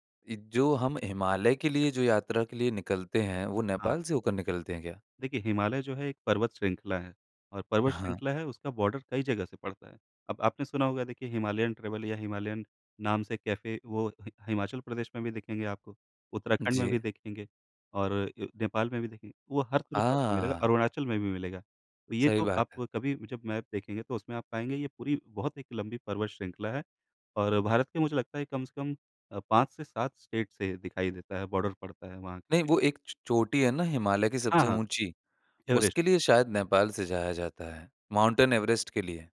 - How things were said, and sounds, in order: in English: "बॉर्डर"; in English: "ट्रैवल"; in English: "मैप"; in English: "स्टेट"; in English: "बॉर्डर"; in English: "माउंटेन"
- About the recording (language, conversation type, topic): Hindi, podcast, अकेले यात्रा पर निकलने की आपकी सबसे बड़ी वजह क्या होती है?